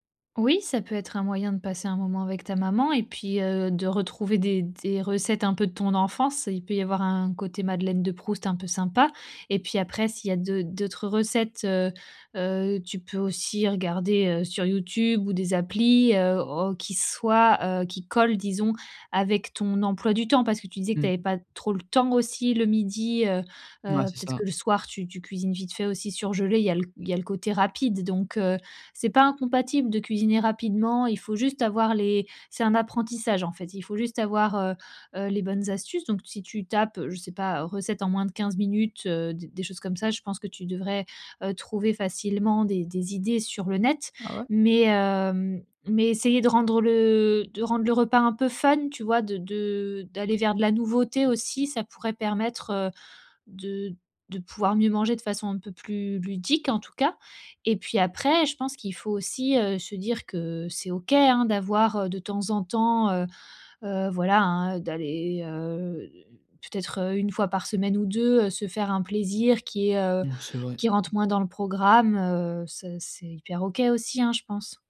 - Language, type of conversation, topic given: French, advice, Comment équilibrer le plaisir immédiat et les résultats à long terme ?
- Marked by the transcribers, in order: stressed: "collent"